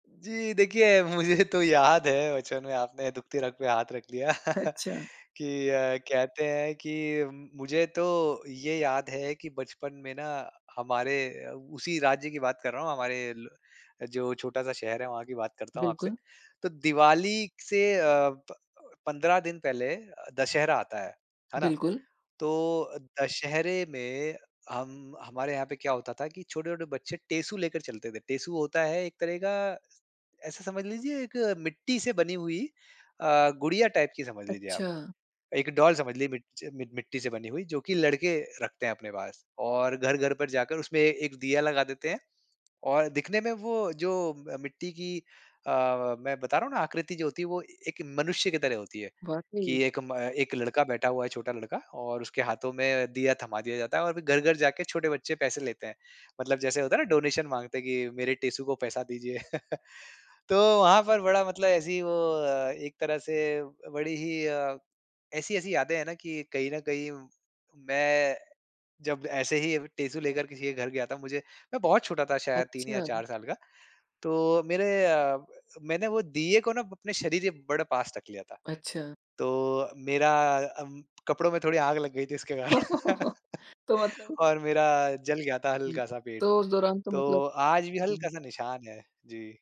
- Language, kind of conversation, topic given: Hindi, podcast, स्थानीय त्योहार में हिस्सा लेने का आपका कोई खास किस्सा क्या है?
- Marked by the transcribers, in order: laughing while speaking: "मुझे तो"; chuckle; in English: "टाइप"; in English: "डॉल"; in English: "डोनेशन"; chuckle; laugh; laughing while speaking: "तो मतलब"; laugh